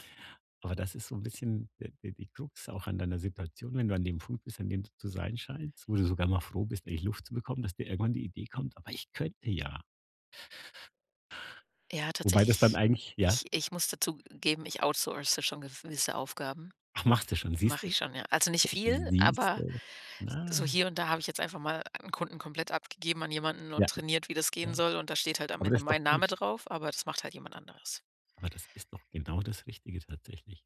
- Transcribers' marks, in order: other background noise; in English: "outsource"
- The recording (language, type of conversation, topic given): German, advice, Wie kann ich mit einem Verlust umgehen und einen Neuanfang wagen?